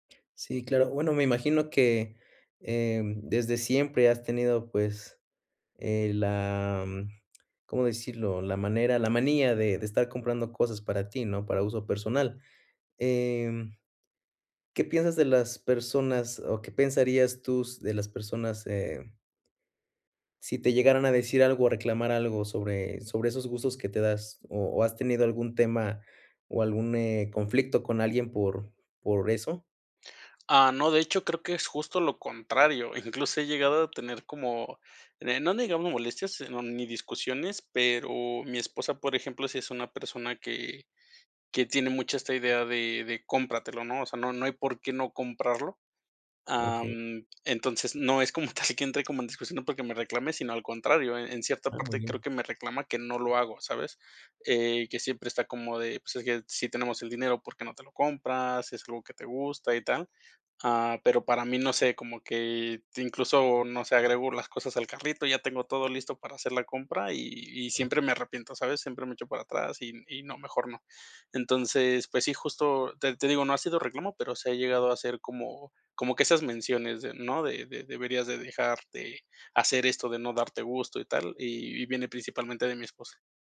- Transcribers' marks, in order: chuckle; other background noise; laughing while speaking: "como tal que entre como"
- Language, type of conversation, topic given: Spanish, advice, ¿Por qué me siento culpable o ansioso al gastar en mí mismo?